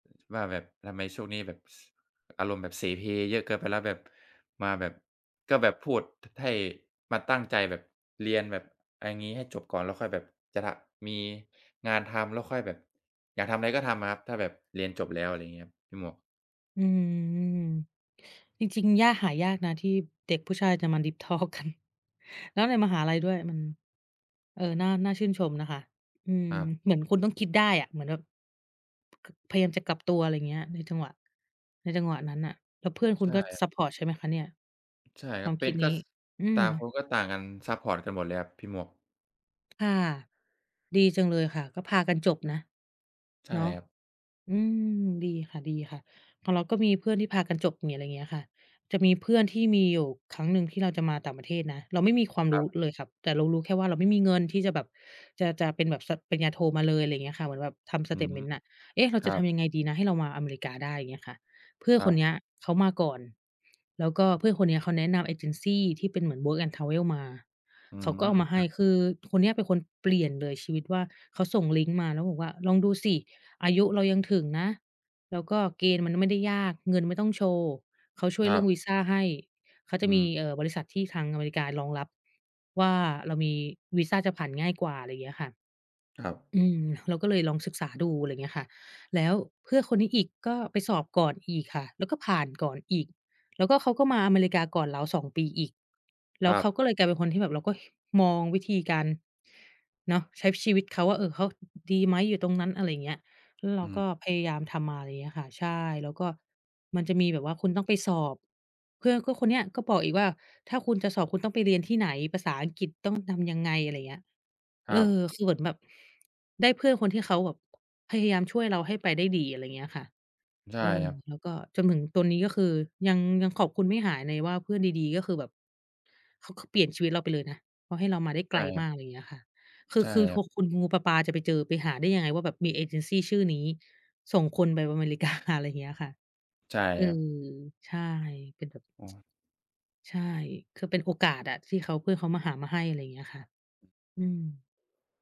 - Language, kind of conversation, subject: Thai, unstructured, เพื่อนที่ดีมีผลต่อชีวิตคุณอย่างไรบ้าง?
- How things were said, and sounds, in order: drawn out: "อืม"; in English: "ดีป ทอล์ก"; laughing while speaking: "ทอล์ก"; laughing while speaking: "กา"; tsk